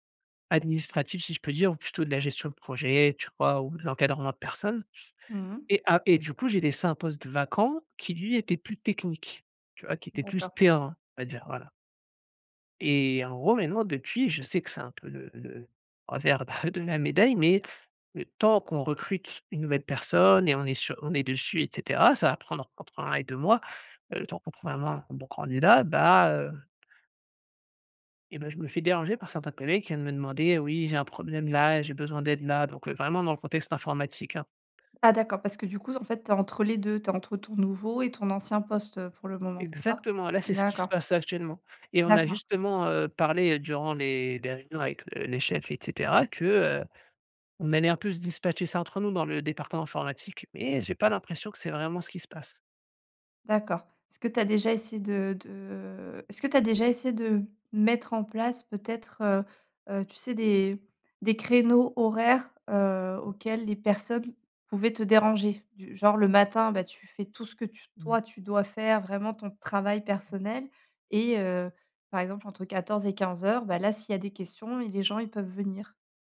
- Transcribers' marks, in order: none
- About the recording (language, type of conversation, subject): French, advice, Comment décrirais-tu ton environnement de travail désordonné, et en quoi nuit-il à ta concentration profonde ?